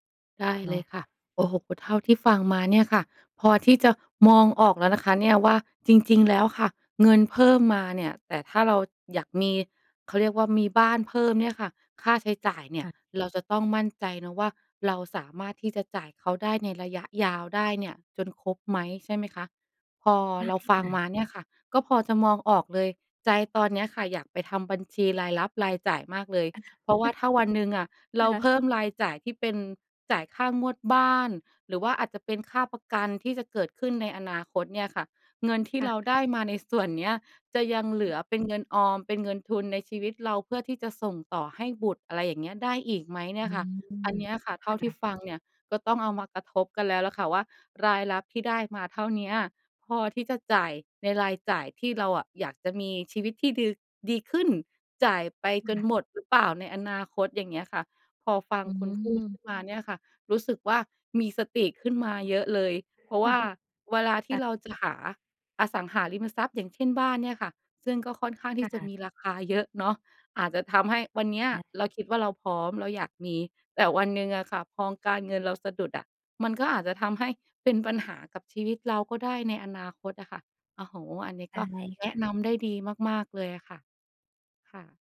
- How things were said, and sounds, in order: chuckle; other background noise; chuckle
- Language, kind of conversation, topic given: Thai, advice, ได้ขึ้นเงินเดือนแล้ว ควรยกระดับชีวิตหรือเพิ่มเงินออมดี?